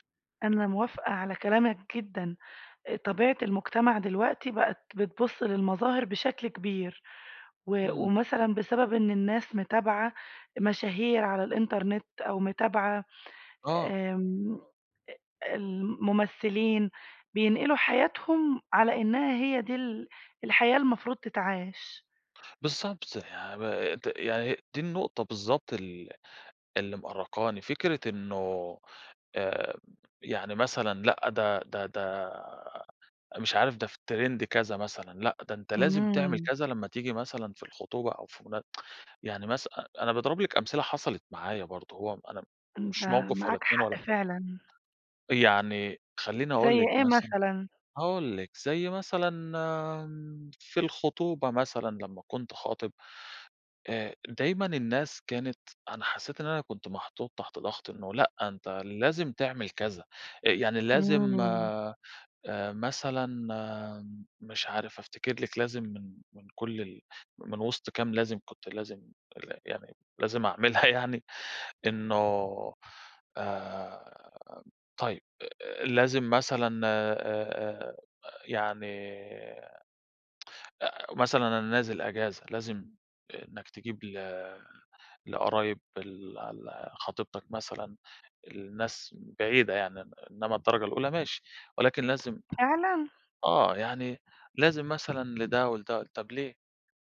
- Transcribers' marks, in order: in English: "trend"; tsk; other background noise; laughing while speaking: "لازِم أعملها يعني"; tsk
- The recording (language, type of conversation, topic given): Arabic, advice, إزاي بتوصف إحساسك تجاه الضغط الاجتماعي اللي بيخليك تصرف أكتر في المناسبات والمظاهر؟